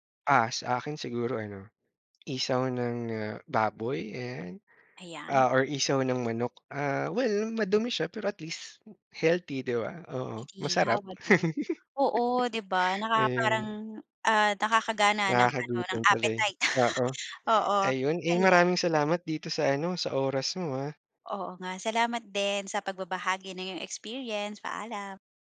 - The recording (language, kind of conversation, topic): Filipino, podcast, Ano ang palagi mong nagugustuhan sa pagtuklas ng bagong pagkaing kalye?
- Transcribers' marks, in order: chuckle; chuckle